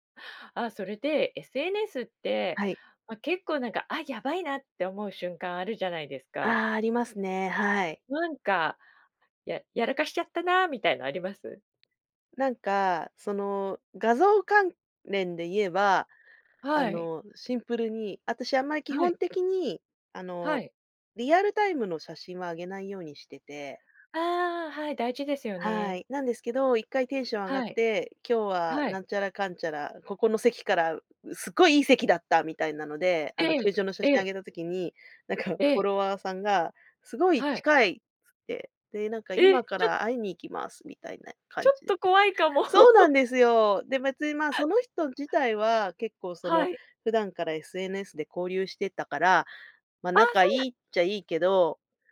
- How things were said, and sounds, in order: other background noise; chuckle; laugh
- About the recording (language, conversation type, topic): Japanese, podcast, SNSとどう付き合っていますか？